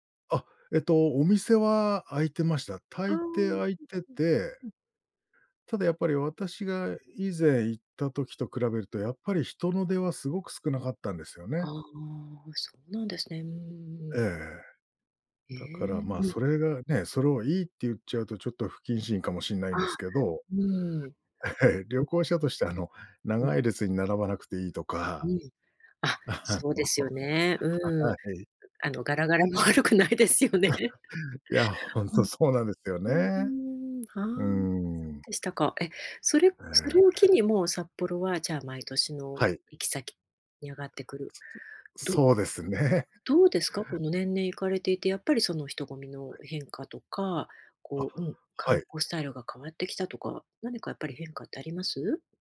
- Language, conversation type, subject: Japanese, podcast, 毎年恒例の旅行やお出かけの習慣はありますか？
- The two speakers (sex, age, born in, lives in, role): female, 50-54, Japan, France, host; male, 45-49, Japan, Japan, guest
- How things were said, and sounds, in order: laughing while speaking: "ええ"; laughing while speaking: "あの はい"; laughing while speaking: "悪くないですよね"; throat clearing; other noise; chuckle